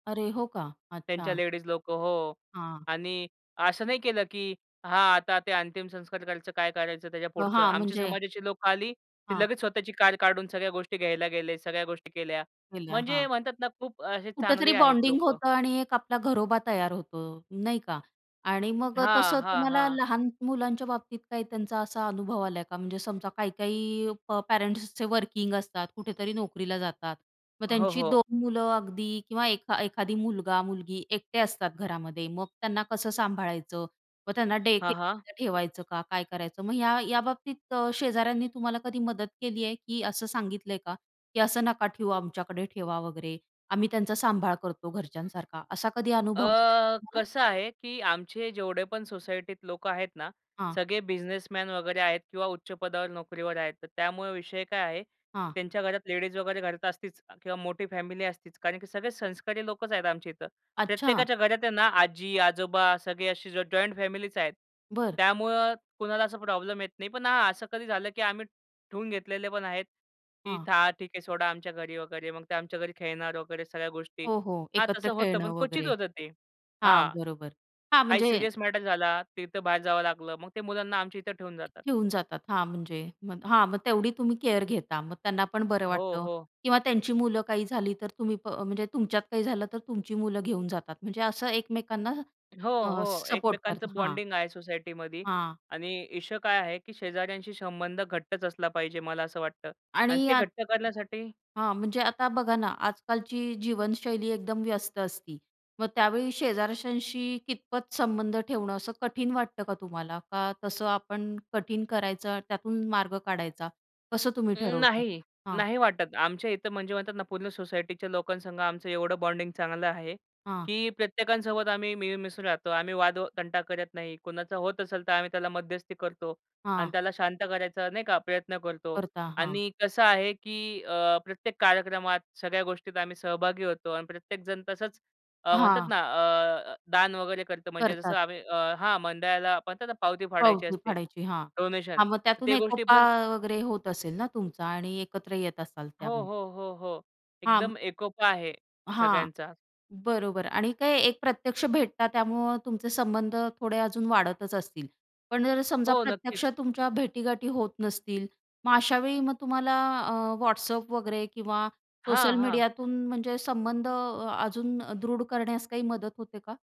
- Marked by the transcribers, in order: other background noise; in English: "बॉन्डिंग"; in English: "वर्किंग"; in English: "डेकेअर"; in English: "बॉन्डिंग"; tapping; in English: "बॉन्डिंग"; in English: "डोनेशन"
- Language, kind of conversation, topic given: Marathi, podcast, आपल्या सोसायटीत शेजाऱ्यांशी संबंध कसे घट्ट करावेत?